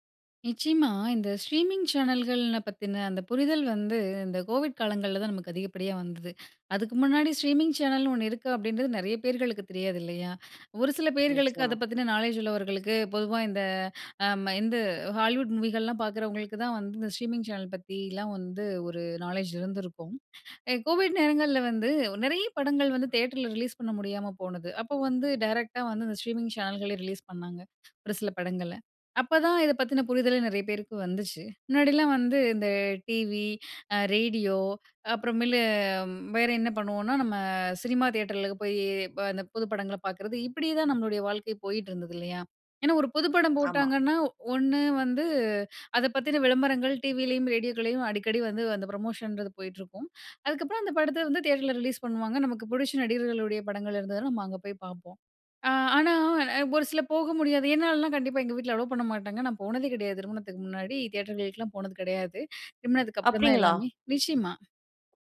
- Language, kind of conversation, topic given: Tamil, podcast, ஸ்ட்ரீமிங் சேனல்கள் வாழ்க்கையை எப்படி மாற்றின என்று நினைக்கிறாய்?
- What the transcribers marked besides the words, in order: in English: "ஸ்ட்ரீமிங் சேனல்கள்"; in English: "ஸ்ட்ரீமிங் சேனல்னு"; in English: "ஸ்ட்ரீமிங் சேனல்"; in English: "ஸ்ட்ரீமிங் சேனல்களே"